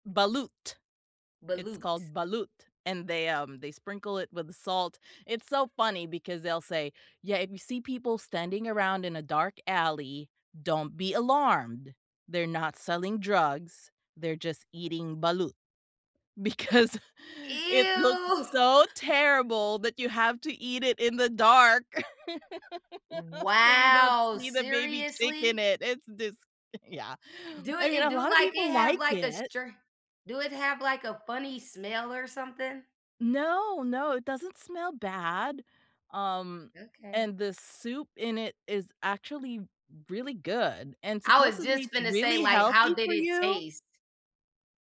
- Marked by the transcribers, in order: drawn out: "Ew!"; laughing while speaking: "because"; laugh; laugh; drawn out: "Wow"; laugh
- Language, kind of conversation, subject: English, unstructured, What is the strangest food you have tried while traveling?
- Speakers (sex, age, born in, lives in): female, 35-39, United States, United States; female, 40-44, Philippines, United States